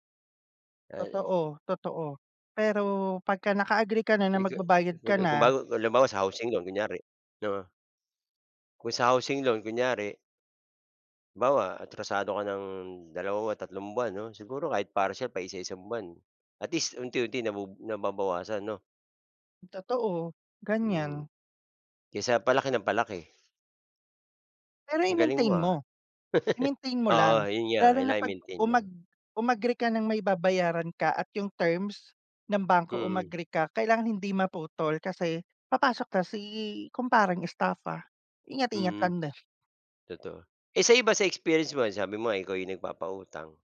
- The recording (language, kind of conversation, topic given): Filipino, unstructured, Paano mo hinaharap ang utang na hindi mo kayang bayaran?
- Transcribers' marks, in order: unintelligible speech; laugh